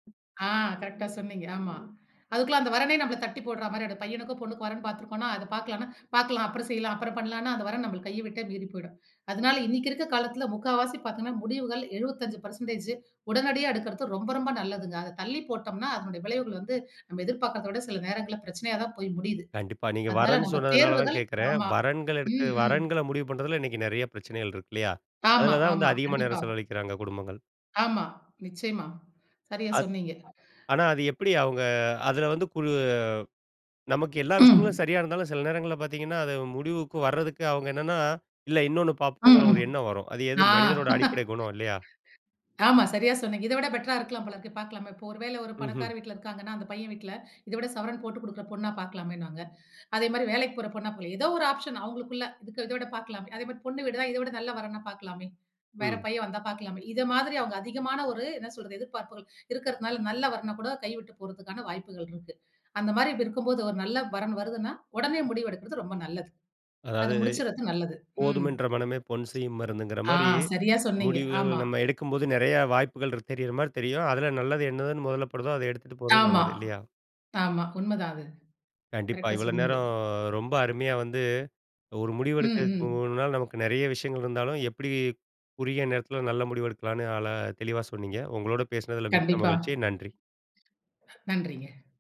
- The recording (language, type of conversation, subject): Tamil, podcast, பல தேர்வுகள் இருக்கும் போது முடிவு எடுக்க முடியாமல் போனால் நீங்கள் என்ன செய்வீர்கள்?
- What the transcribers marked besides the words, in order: other noise; chuckle; in English: "ஆப்ஷன்"; other background noise; drawn out: "நேரம்"